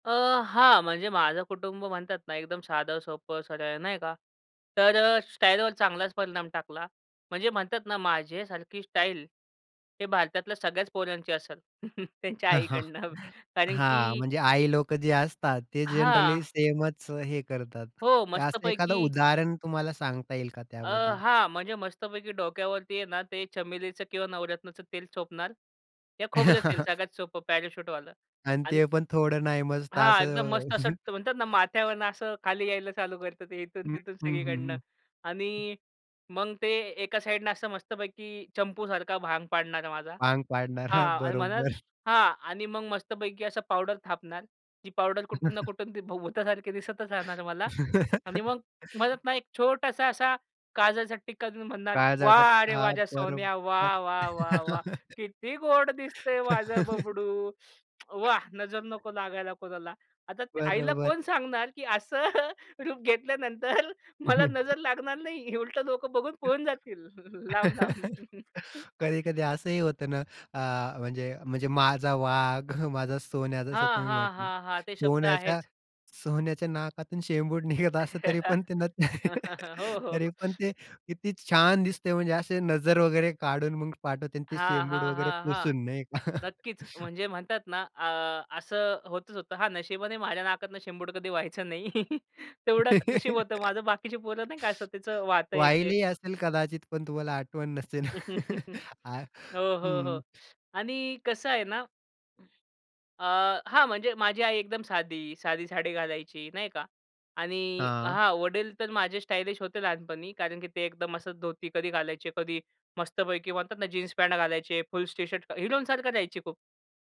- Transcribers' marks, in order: chuckle; laughing while speaking: "त्यांच्या आईकडनं"; chuckle; in English: "जनरली"; other noise; chuckle; in English: "पॅराशूटवालं"; chuckle; laughing while speaking: "पाडणार. हां, बरोबर"; chuckle; laugh; put-on voice: "वाह रे वाह! माझ्या सोन्या … नको लागायला कोणाला"; laugh; laughing while speaking: "असं रूप घेतल्यानंतर मला नजर … पळून जातील लांब-लांब"; chuckle; chuckle; chuckle; other background noise; laughing while speaking: "असतं"; laugh; chuckle; unintelligible speech; chuckle; chuckle; laugh; chuckle
- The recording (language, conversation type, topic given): Marathi, podcast, कुटुंबाचा तुमच्या पेहरावाच्या पद्धतीवर कितपत प्रभाव पडला आहे?